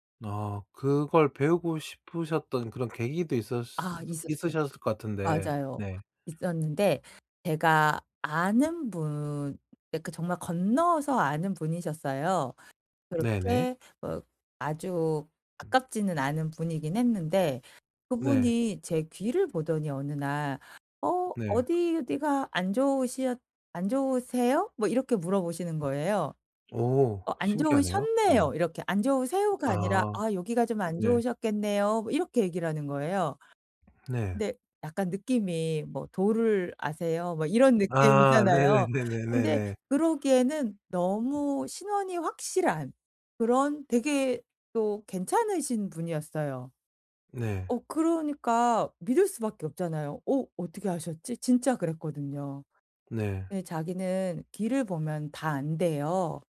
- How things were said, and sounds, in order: other background noise; tapping
- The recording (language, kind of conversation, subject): Korean, podcast, 평생학습을 시작하게 된 계기는 무엇이었나요?